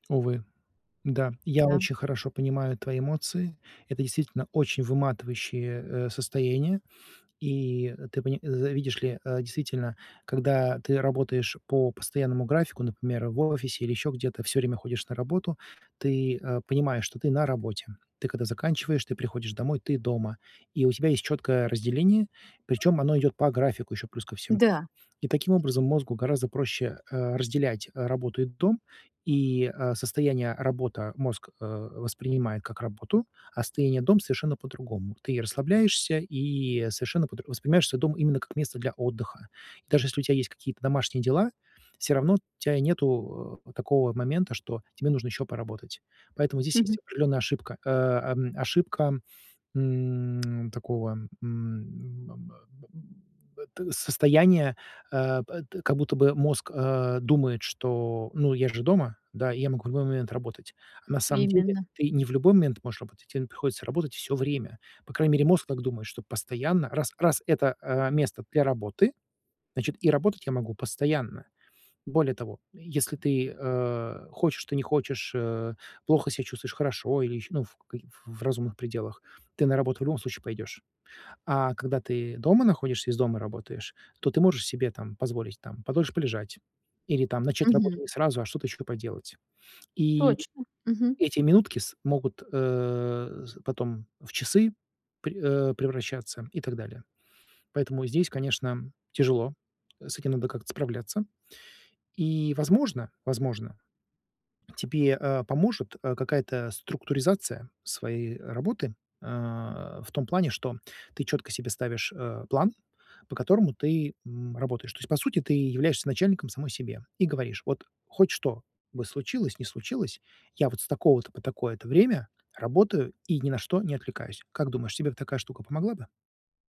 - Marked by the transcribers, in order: tapping
- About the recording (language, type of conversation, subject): Russian, advice, Почему я так устаю, что не могу наслаждаться фильмами или музыкой?